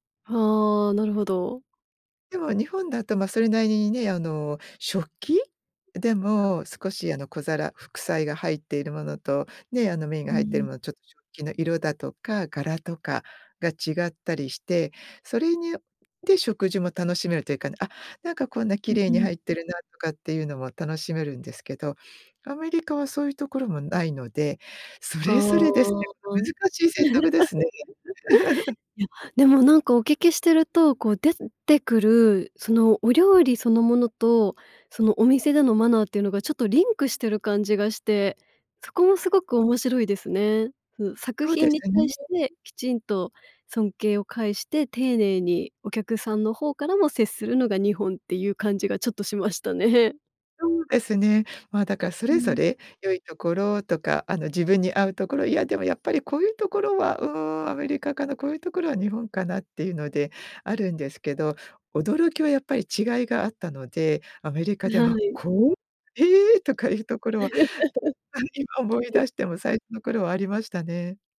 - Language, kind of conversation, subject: Japanese, podcast, 食事のマナーで驚いた出来事はありますか？
- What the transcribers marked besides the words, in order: other noise; chuckle; chuckle; other background noise; laugh; tapping